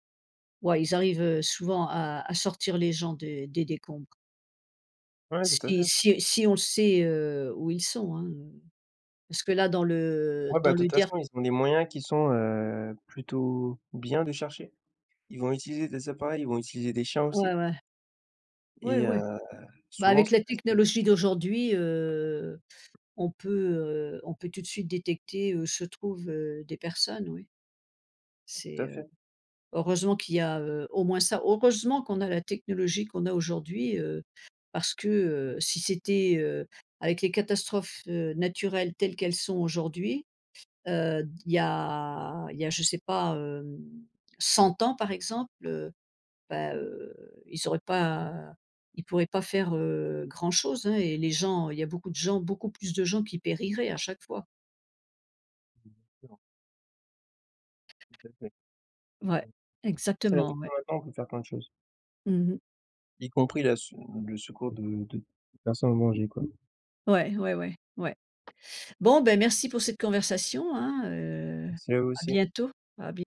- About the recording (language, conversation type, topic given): French, unstructured, Comment ressens-tu les conséquences des catastrophes naturelles récentes ?
- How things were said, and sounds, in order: other background noise; unintelligible speech; tapping; drawn out: "heu"; stressed: "heureusement"